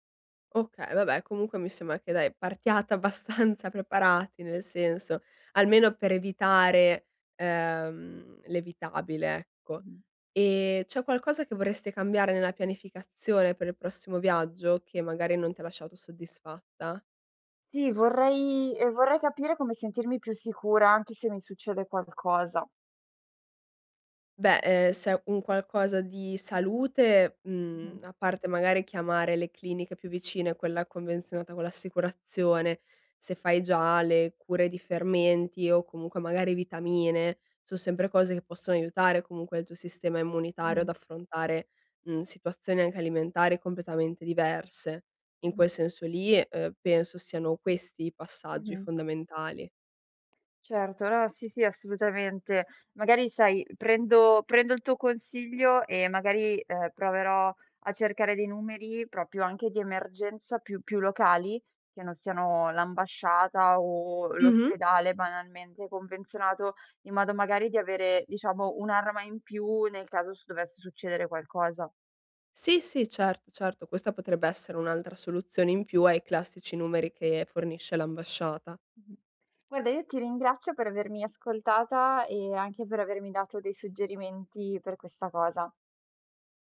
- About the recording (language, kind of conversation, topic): Italian, advice, Cosa posso fare se qualcosa va storto durante le mie vacanze all'estero?
- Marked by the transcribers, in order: laughing while speaking: "abbastanza"; "proprio" said as "propio"